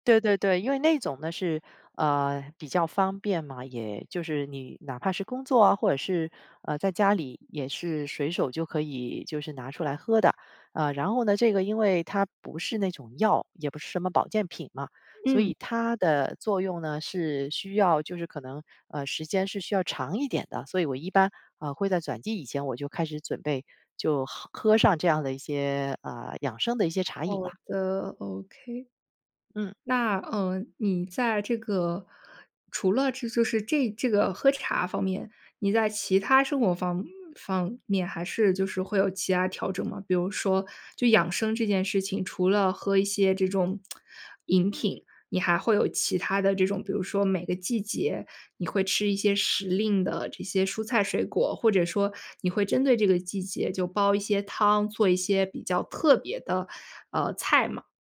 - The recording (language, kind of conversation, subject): Chinese, podcast, 换季时你通常会做哪些准备？
- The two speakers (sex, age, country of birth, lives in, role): female, 25-29, China, France, host; female, 45-49, China, United States, guest
- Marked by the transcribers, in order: other background noise; tsk